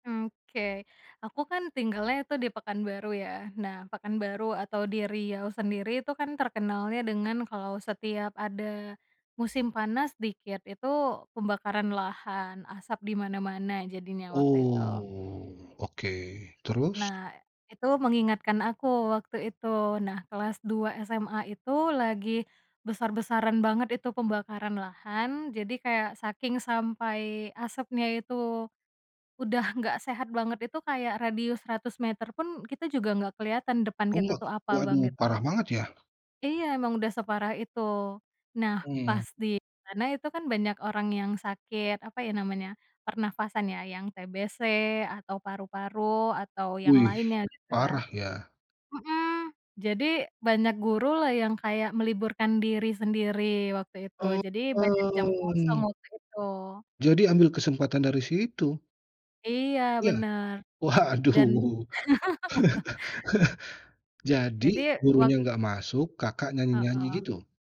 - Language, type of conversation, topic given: Indonesian, podcast, Lagu apa yang mengingatkanmu pada masa SMA?
- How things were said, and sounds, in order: laughing while speaking: "Waduh"; laugh